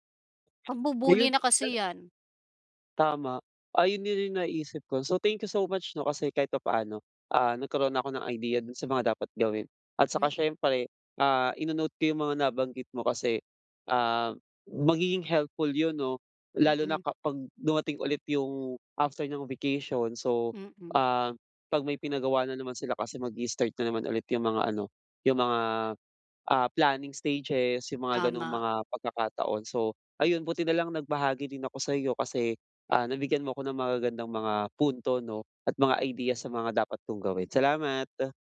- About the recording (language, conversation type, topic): Filipino, advice, Paano ako mananatiling kalmado kapag tumatanggap ako ng kritisismo?
- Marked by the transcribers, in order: unintelligible speech; background speech